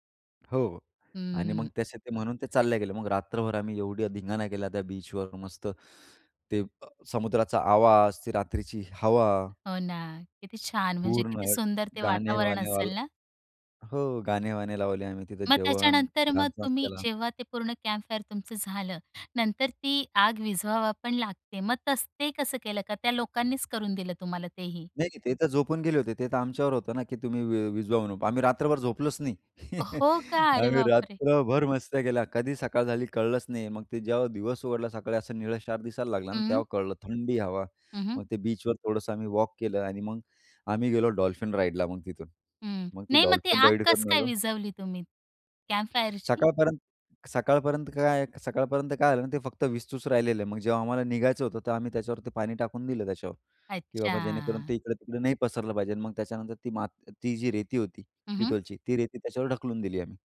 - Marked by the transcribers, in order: tapping; in English: "कॅम्पफायर"; laugh; in English: "कॅम्पफायरची?"
- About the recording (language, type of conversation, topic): Marathi, podcast, कॅम्पफायर करताना कोणते नियम पाळायला हवेत?